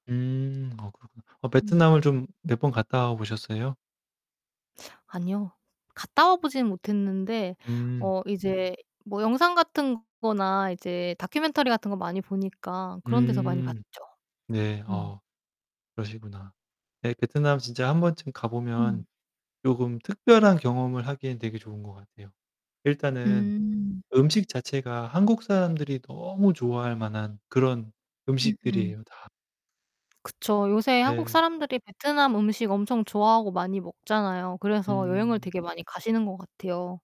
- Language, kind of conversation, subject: Korean, unstructured, 여행 중 가장 불쾌했던 경험은 무엇인가요?
- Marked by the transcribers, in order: distorted speech